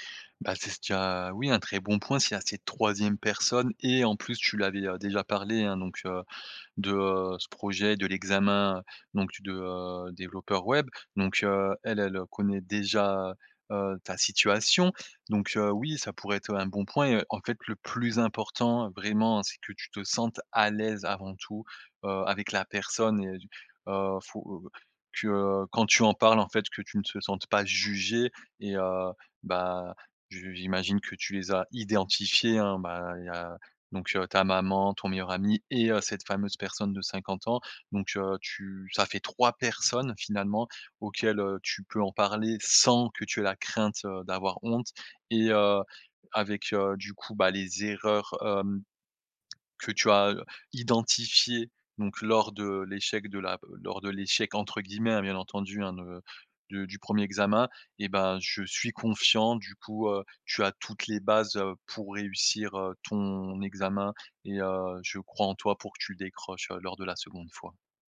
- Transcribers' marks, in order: stressed: "et"; stressed: "plus"; stressed: "à l'aise"; stressed: "sans"
- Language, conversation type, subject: French, advice, Comment puis-je demander de l’aide malgré la honte d’avoir échoué ?